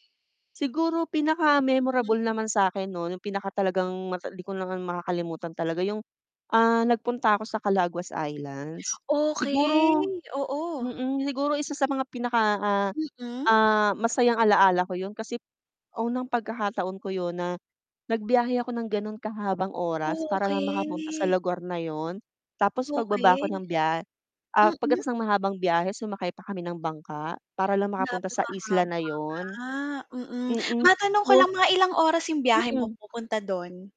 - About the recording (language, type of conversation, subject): Filipino, unstructured, Ano ang pinakamasayang bakasyong natatandaan mo?
- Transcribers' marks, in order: static; drawn out: "Okey"; tapping; drawn out: "Okey"; distorted speech